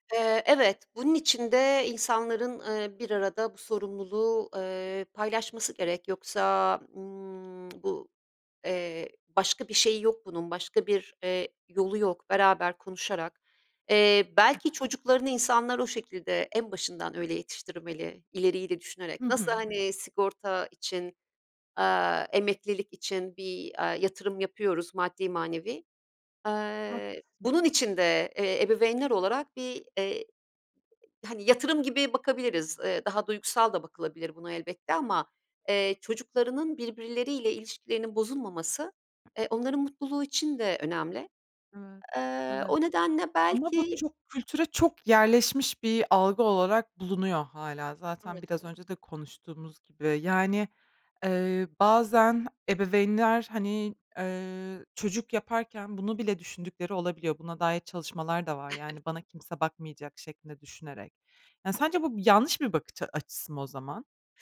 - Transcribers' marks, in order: other background noise; tapping
- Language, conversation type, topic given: Turkish, podcast, Yaşlı bir ebeveynin bakım sorumluluğunu üstlenmeyi nasıl değerlendirirsiniz?
- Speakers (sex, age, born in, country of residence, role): female, 25-29, Turkey, Germany, host; female, 50-54, Turkey, Italy, guest